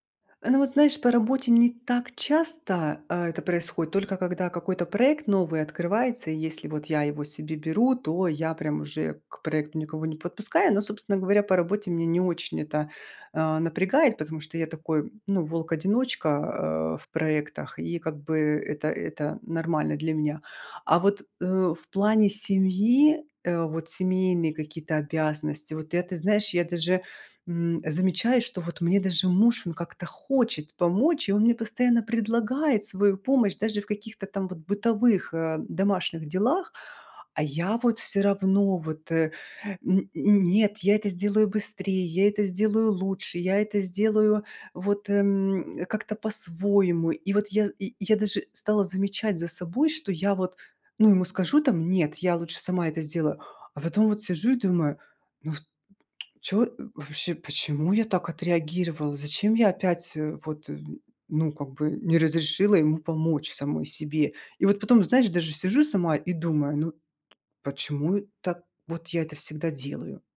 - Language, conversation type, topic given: Russian, advice, Как научиться говорить «нет» и перестать постоянно брать на себя лишние обязанности?
- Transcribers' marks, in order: tapping